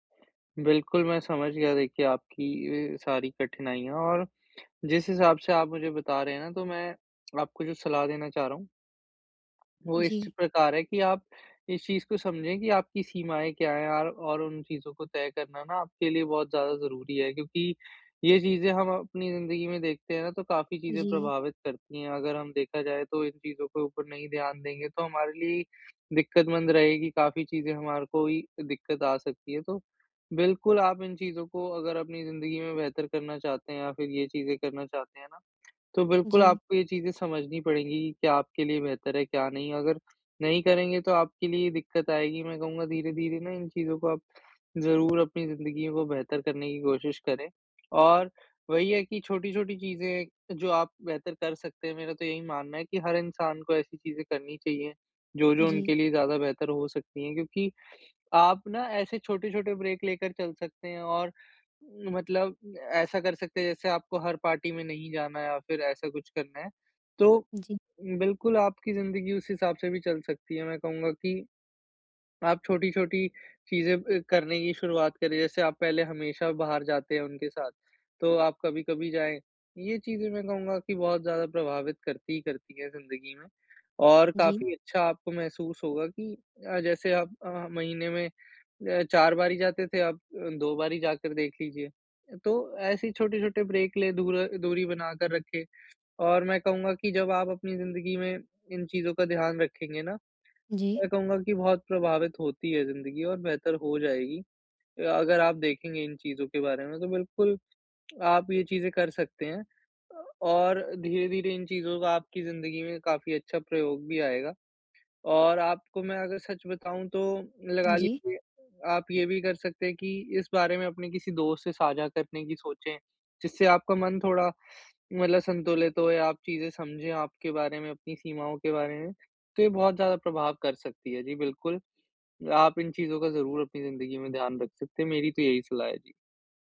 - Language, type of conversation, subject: Hindi, advice, दोस्तों के साथ जश्न में मुझे अक्सर असहजता क्यों महसूस होती है?
- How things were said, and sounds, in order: other background noise; sniff; in English: "ब्रेक"; in English: "पार्टी"; in English: "ब्रेक"; teeth sucking